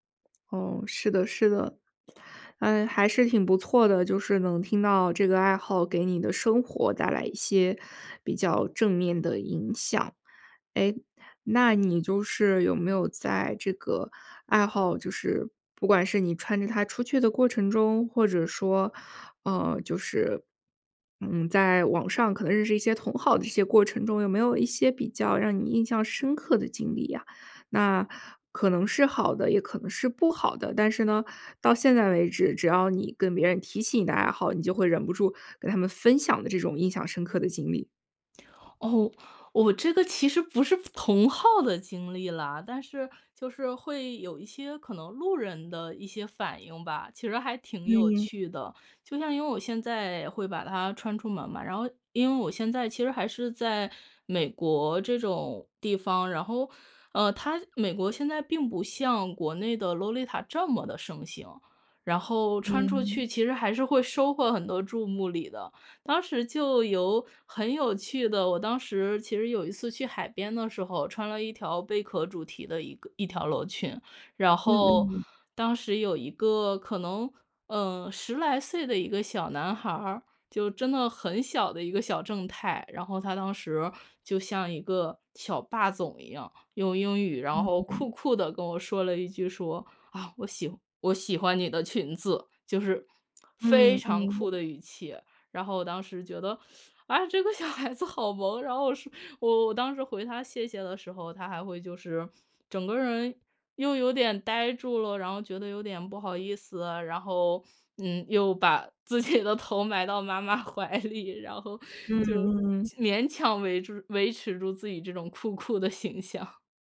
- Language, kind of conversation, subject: Chinese, podcast, 你是怎么开始这个爱好的？
- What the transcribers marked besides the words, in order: lip smack; joyful: "同好的经历啦"; stressed: "这么"; put-on voice: "我喜 我喜欢你的裙子"; lip smack; other noise; teeth sucking; laughing while speaking: "啊，这个小孩子好萌。然后说"; laughing while speaking: "自己的头埋到妈妈怀里 … 种酷酷的形象"